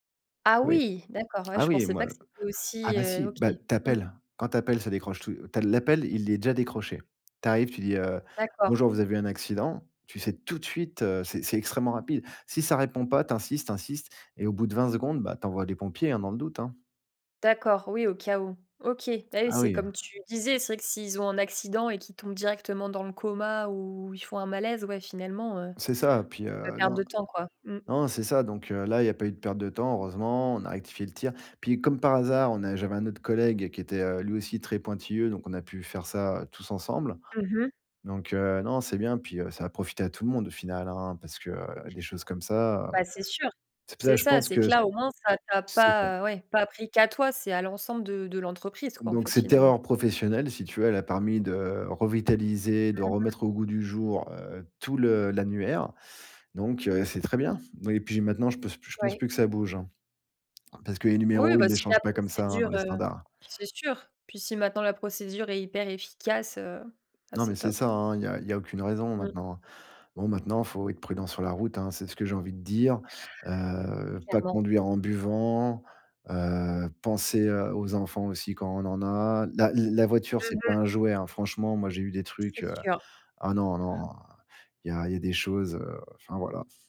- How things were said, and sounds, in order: tapping
- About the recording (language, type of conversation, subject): French, podcast, Quelle est l’erreur professionnelle qui t’a le plus appris ?